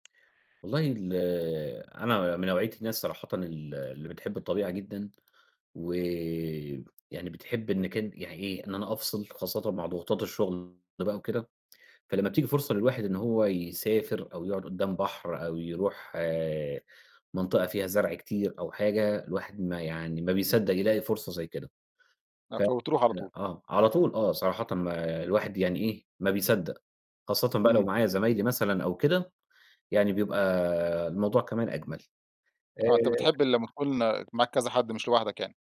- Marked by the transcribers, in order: unintelligible speech
- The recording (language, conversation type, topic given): Arabic, podcast, إيه أجمل ذكرى عندك مع الطبيعة؟